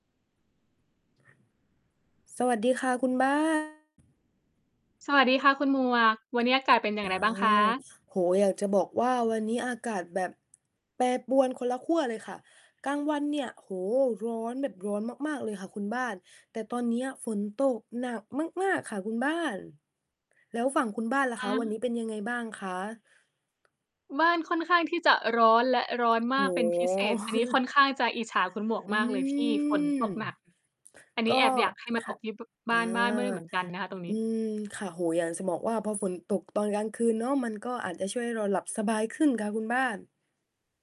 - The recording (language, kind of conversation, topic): Thai, unstructured, การเรียนออนไลน์กับการไปเรียนที่โรงเรียนแตกต่างกันอย่างไร?
- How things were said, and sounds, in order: distorted speech; other background noise; other noise; stressed: "มาก ๆ"; chuckle; drawn out: "อืม"; tapping